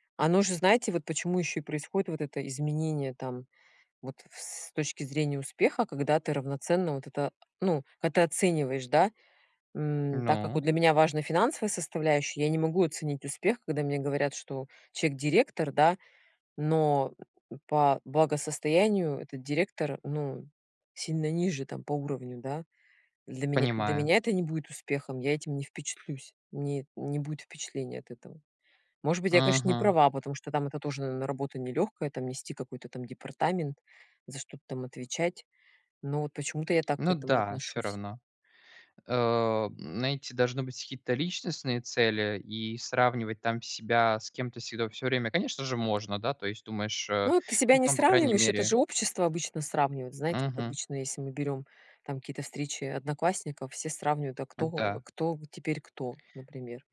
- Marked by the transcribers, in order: tapping; grunt
- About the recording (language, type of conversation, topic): Russian, unstructured, Что для тебя значит успех в карьере?